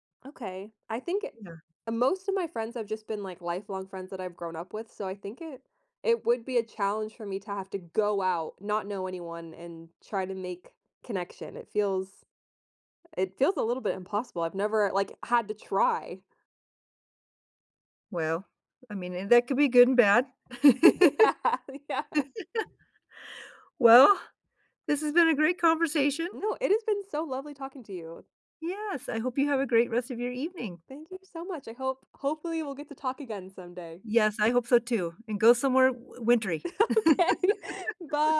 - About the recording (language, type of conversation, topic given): English, unstructured, What do you like doing for fun with friends?
- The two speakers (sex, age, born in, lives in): female, 30-34, United States, United States; female, 60-64, United States, United States
- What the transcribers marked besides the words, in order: stressed: "go out"; laugh; laughing while speaking: "Yeah. Yeah"; laugh; other background noise; laughing while speaking: "Okay"; laugh